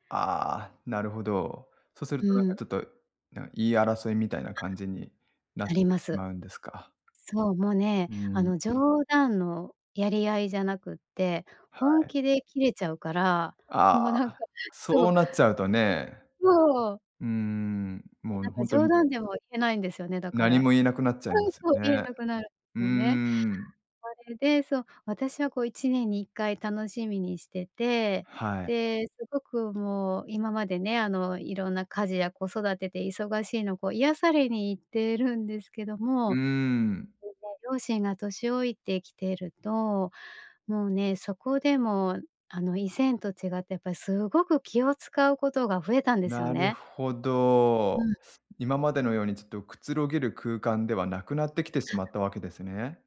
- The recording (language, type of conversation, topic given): Japanese, advice, 年末年始や行事のたびに家族の集まりで緊張してしまうのですが、どうすれば楽に過ごせますか？
- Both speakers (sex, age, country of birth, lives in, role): female, 50-54, Japan, Japan, user; male, 40-44, Japan, Japan, advisor
- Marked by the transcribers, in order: other background noise; tapping